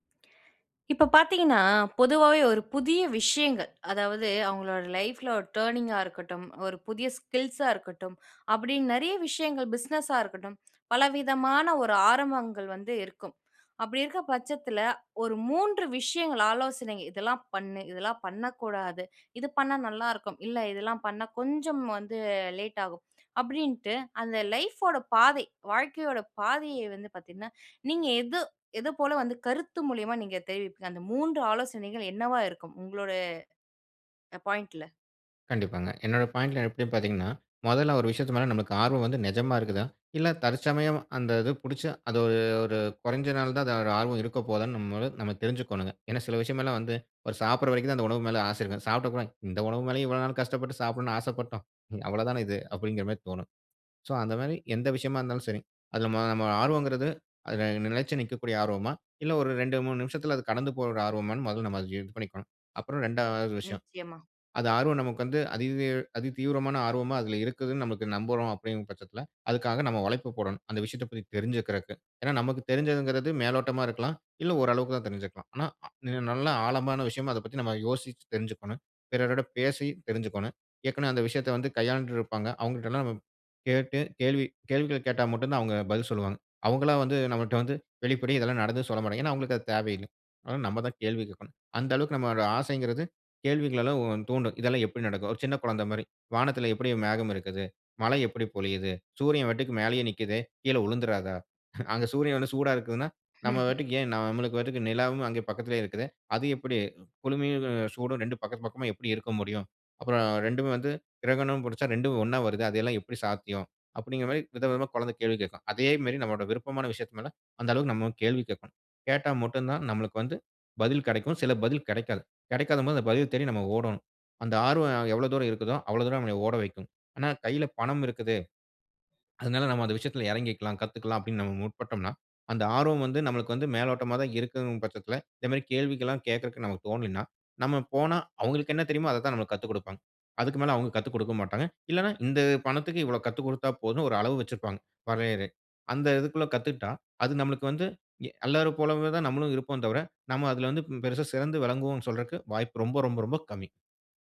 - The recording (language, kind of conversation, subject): Tamil, podcast, புதியதாக தொடங்குகிறவர்களுக்கு உங்களின் மூன்று முக்கியமான ஆலோசனைகள் என்ன?
- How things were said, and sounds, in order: in English: "டர்னிங்‌கா"; "மேலயா" said as "மேலயும்"; "பாட்டுக்கு" said as "வாட்டுக்கு"; chuckle; laughing while speaking: "ம்ஹ்ம்"; "எல்லோரும்" said as "அல்லோரும்"; "சொல்றதக்கு" said as "சொல்றக்கு"